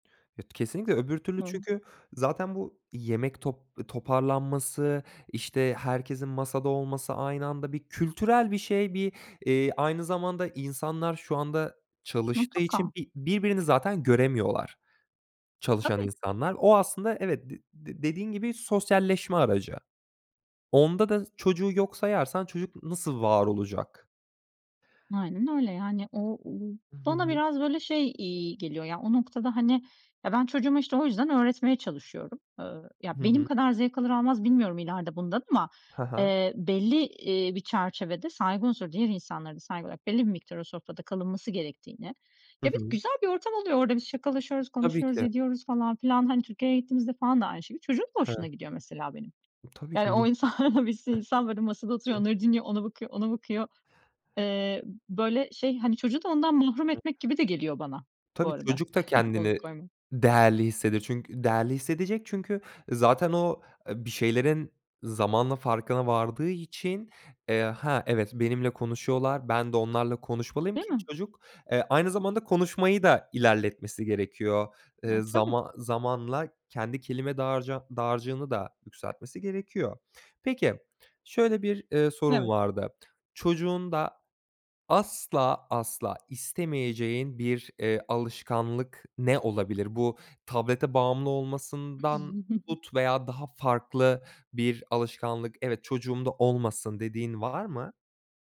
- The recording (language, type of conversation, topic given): Turkish, podcast, Çocuklara yemek öncesi hangi ritüeller öğretilir?
- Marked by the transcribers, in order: other background noise; laughing while speaking: "insanlara"; chuckle; unintelligible speech; unintelligible speech; tapping; chuckle